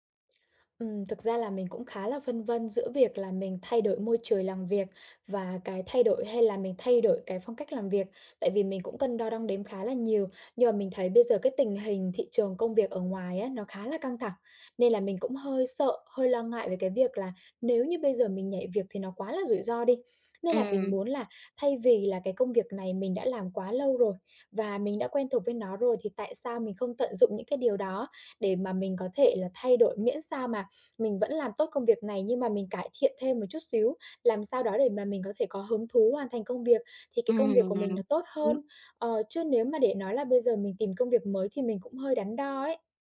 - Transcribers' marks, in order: tapping; other background noise; unintelligible speech
- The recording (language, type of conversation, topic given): Vietnamese, advice, Làm sao tôi có thể tìm thấy giá trị trong công việc nhàm chán hằng ngày?